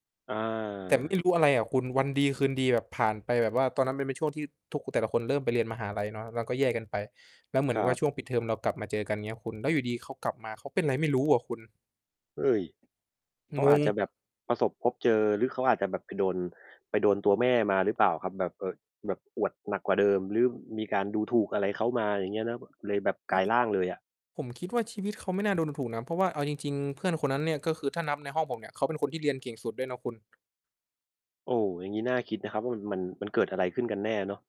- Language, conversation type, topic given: Thai, unstructured, คุณคิดว่าเรื่องราวในอดีตที่คนชอบหยิบมาพูดซ้ำๆ บ่อยๆ น่ารำคาญไหม?
- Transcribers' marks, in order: distorted speech; tapping; other background noise